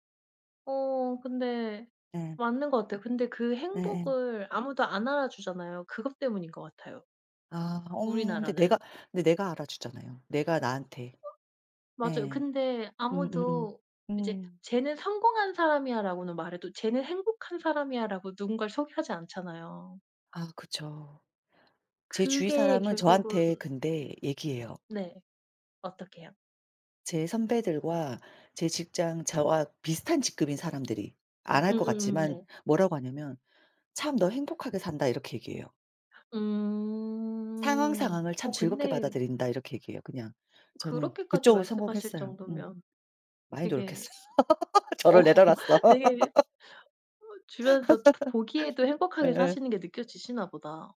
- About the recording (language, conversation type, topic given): Korean, unstructured, 성공과 행복 중 어느 것이 더 중요하다고 생각하시나요?
- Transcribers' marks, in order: other background noise; drawn out: "음"; laughing while speaking: "어"; laugh; laughing while speaking: "노력했어요"; laugh; laughing while speaking: "놨어요"; laugh